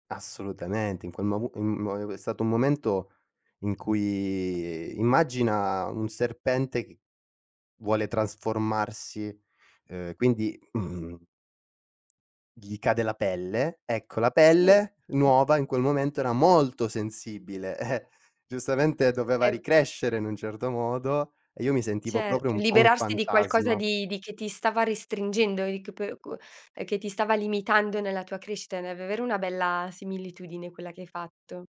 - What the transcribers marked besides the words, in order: throat clearing; other background noise; laughing while speaking: "eh!"; "davvero" said as "davvevero"
- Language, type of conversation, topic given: Italian, podcast, In che modo il “disimparare” ha cambiato il tuo lavoro o la tua vita?